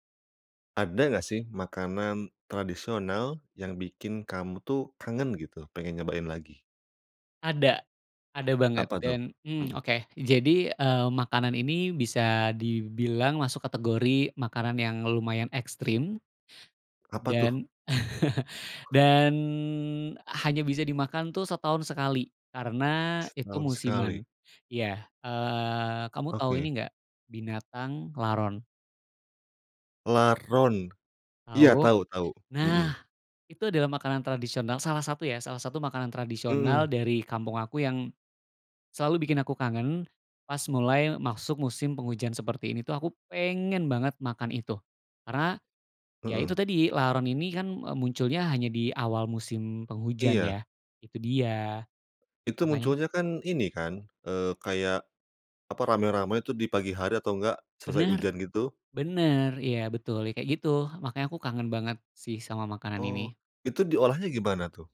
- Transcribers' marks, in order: chuckle; unintelligible speech
- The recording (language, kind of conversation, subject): Indonesian, podcast, Apa makanan tradisional yang selalu bikin kamu kangen?